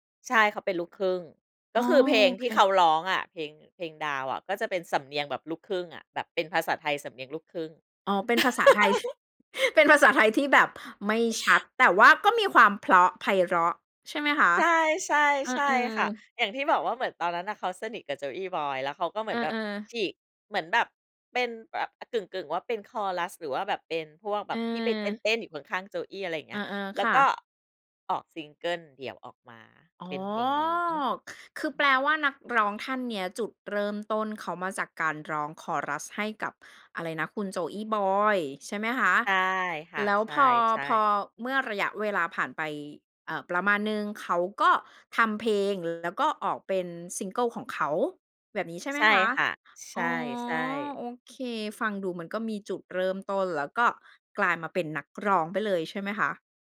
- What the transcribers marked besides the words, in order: laugh; chuckle; stressed: "ไม่ชัด"
- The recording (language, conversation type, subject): Thai, podcast, คุณยังจำเพลงแรกที่คุณชอบได้ไหม?